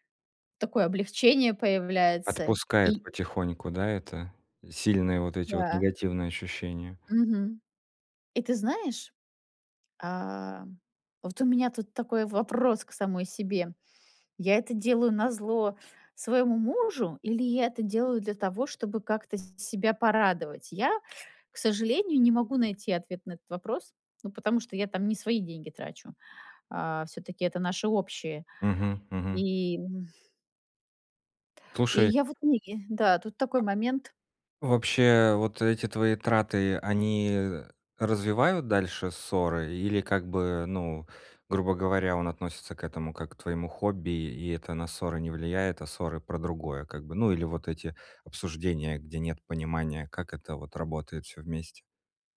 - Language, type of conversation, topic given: Russian, advice, Как мне контролировать импульсивные покупки и эмоциональные траты?
- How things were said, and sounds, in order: tapping